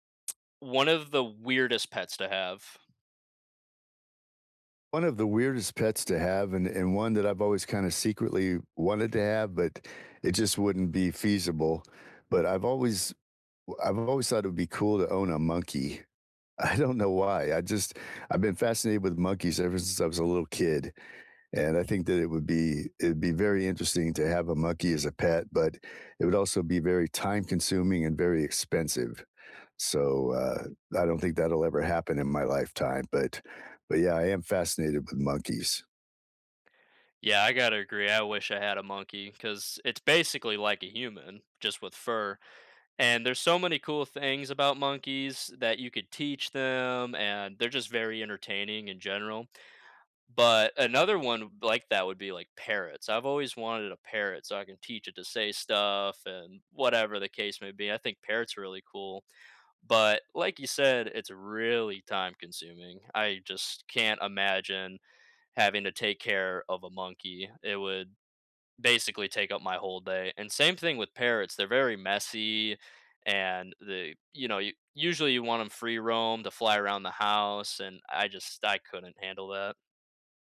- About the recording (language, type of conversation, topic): English, unstructured, What makes pets such good companions?
- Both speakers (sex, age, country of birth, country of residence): male, 20-24, United States, United States; male, 60-64, United States, United States
- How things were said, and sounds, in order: laughing while speaking: "I don't"; other background noise; stressed: "really"